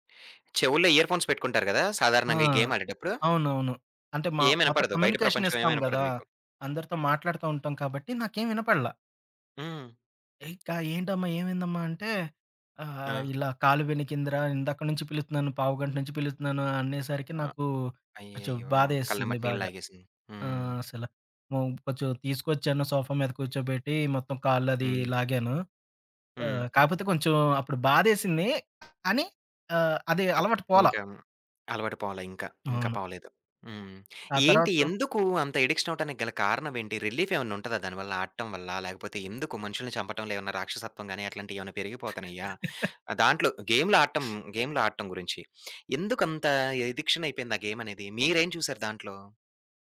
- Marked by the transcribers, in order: in English: "ఇయర్‌ఫోన్స్"; in English: "గేమ్"; in English: "కమ్యూనికేషన్"; tapping; in English: "సోఫా"; other background noise; in English: "అడిక్షన్"; laugh; in English: "అడిక్షన్"
- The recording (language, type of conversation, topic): Telugu, podcast, కల్పిత ప్రపంచాల్లో ఉండటం మీకు ఆకర్షణగా ఉందా?